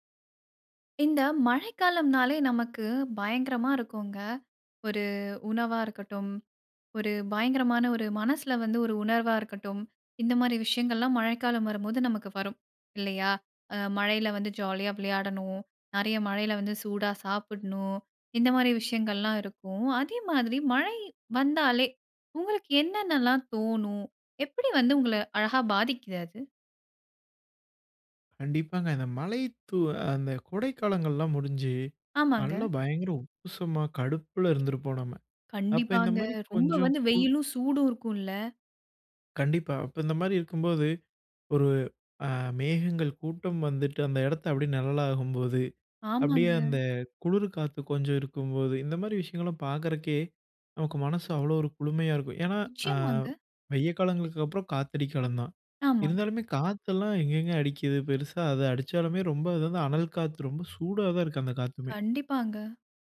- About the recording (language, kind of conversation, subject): Tamil, podcast, மழைக்காலம் உங்களை எவ்வாறு பாதிக்கிறது?
- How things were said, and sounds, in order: tapping; other background noise; other noise; "வெயில்" said as "வெய்ய"